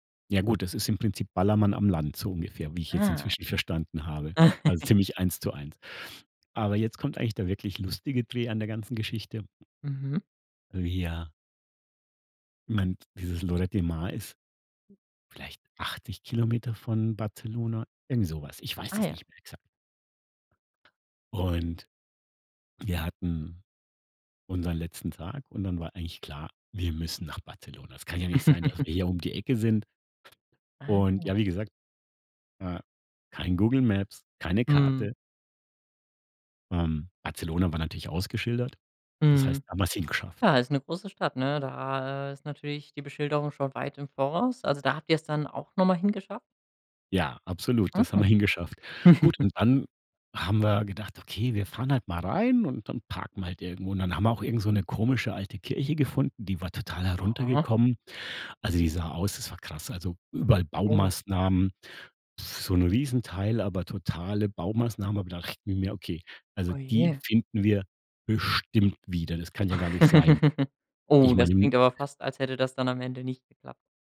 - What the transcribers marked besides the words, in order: laugh; other background noise; giggle; surprised: "Mhm"; chuckle; stressed: "bestimmt"; laugh
- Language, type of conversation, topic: German, podcast, Gibt es eine Reise, die dir heute noch viel bedeutet?